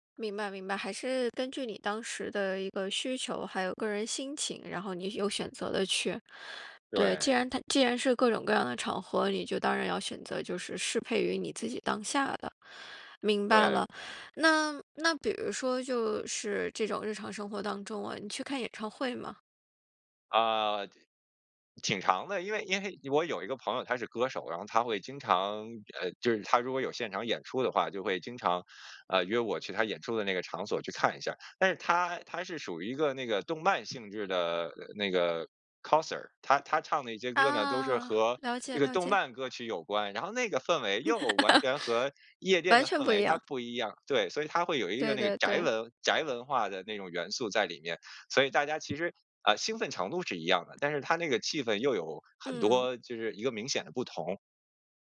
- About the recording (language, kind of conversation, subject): Chinese, podcast, 在不同的情境下听歌，会影响你当下的偏好吗？
- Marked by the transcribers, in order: laugh